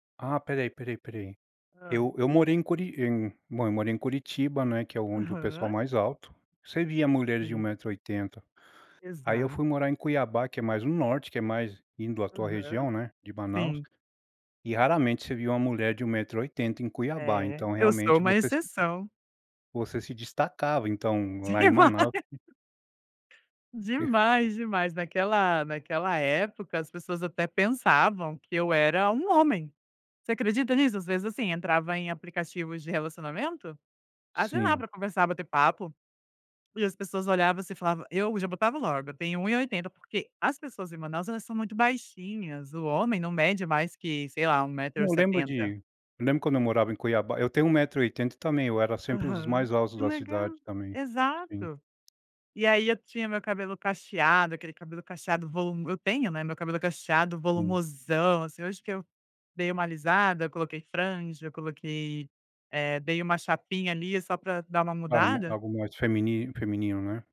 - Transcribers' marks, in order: tapping; laughing while speaking: "Demais"; other noise
- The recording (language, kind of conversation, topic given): Portuguese, podcast, Como você lida com piadas ou estereótipos sobre a sua cultura?